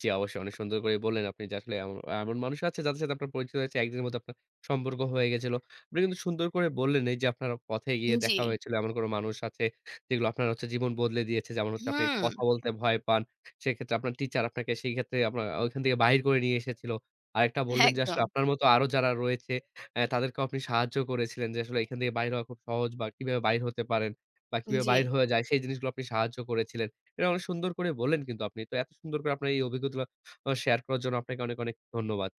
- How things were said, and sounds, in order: "আপনার" said as "আপনা"
- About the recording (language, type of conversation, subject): Bengali, podcast, তোমার কি কখনও পথে হঠাৎ কারও সঙ্গে দেখা হয়ে তোমার জীবন বদলে গেছে?